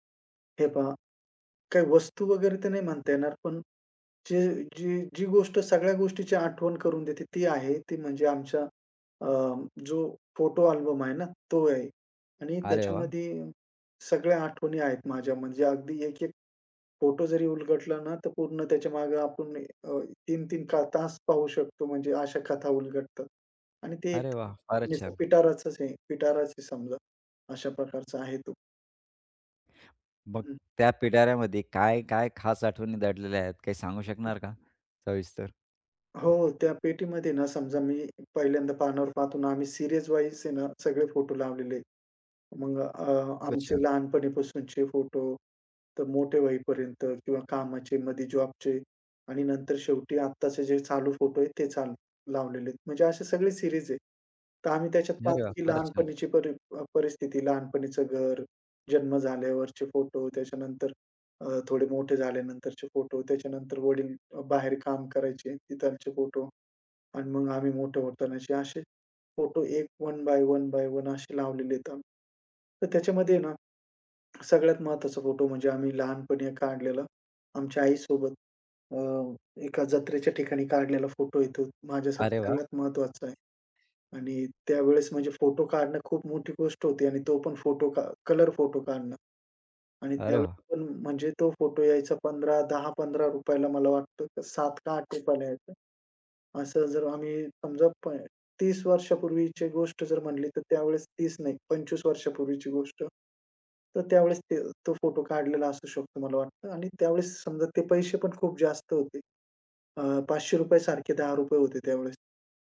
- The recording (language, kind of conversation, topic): Marathi, podcast, तुमच्या कपाटात सर्वात महत्त्वाच्या वस्तू कोणत्या आहेत?
- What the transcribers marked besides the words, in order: tapping; in English: "सीरीज"; "तिकडचे" said as "तिथलचे"; in English: "वन बाय वन बाय वन"